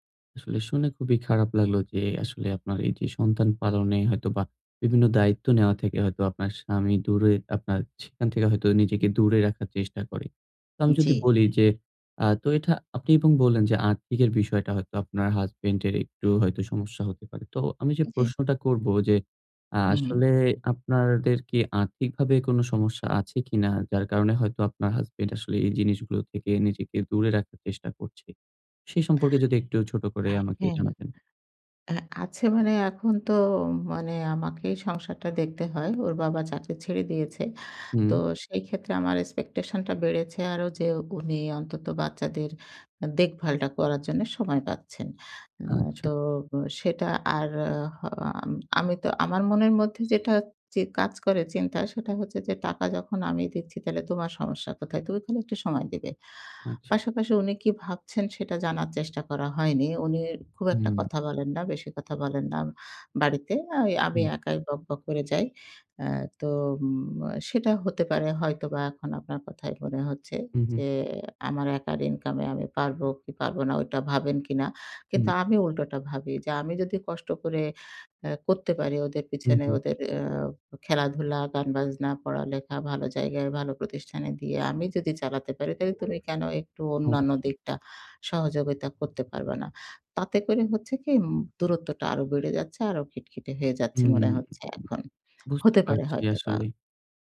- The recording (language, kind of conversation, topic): Bengali, advice, সন্তান পালন নিয়ে স্বামী-স্ত্রীর ক্রমাগত তর্ক
- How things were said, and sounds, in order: in English: "expectation"; horn